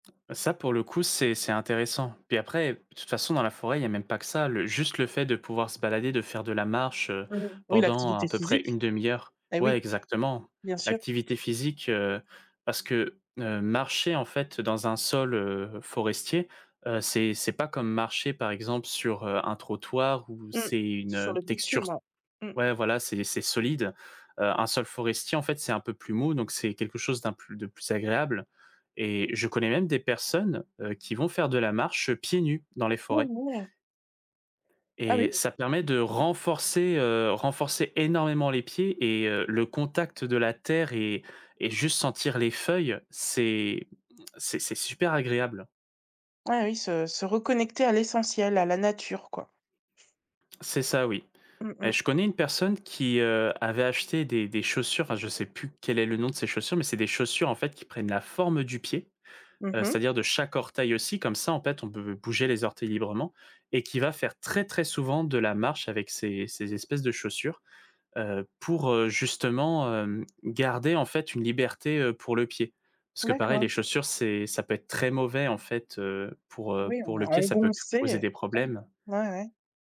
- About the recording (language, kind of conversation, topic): French, podcast, Comment une balade en forêt peut-elle nous transformer ?
- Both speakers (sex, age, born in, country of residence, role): female, 45-49, France, France, host; male, 20-24, France, France, guest
- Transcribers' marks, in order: unintelligible speech; stressed: "énormément"; tapping; unintelligible speech